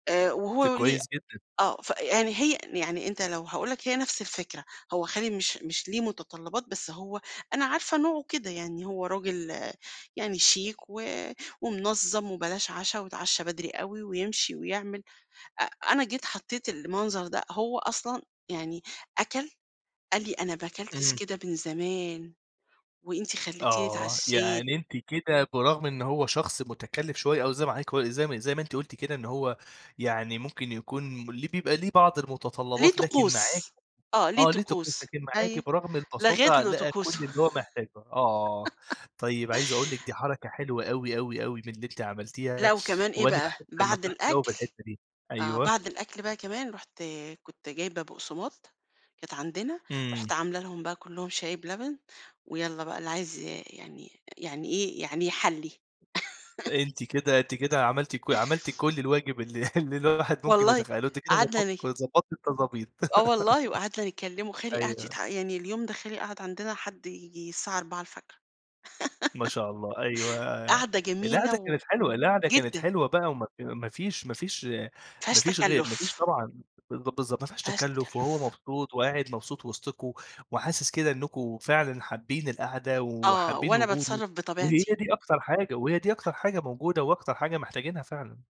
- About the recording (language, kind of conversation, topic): Arabic, podcast, إزاي توازن بين الضيافة وميزانية محدودة؟
- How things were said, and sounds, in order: tapping; laugh; chuckle; laughing while speaking: "ال"; laugh; laugh; other background noise